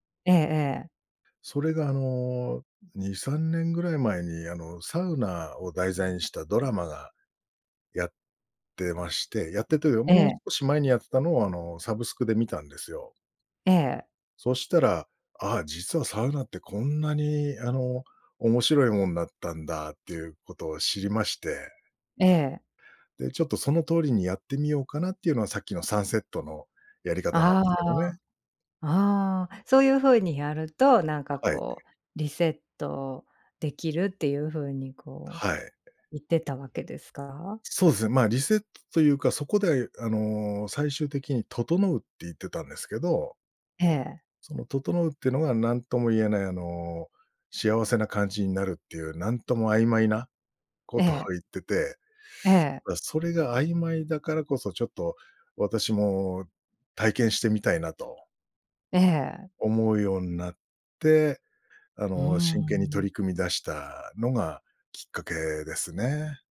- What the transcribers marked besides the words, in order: none
- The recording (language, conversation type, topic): Japanese, podcast, 休みの日はどんな風にリセットしてる？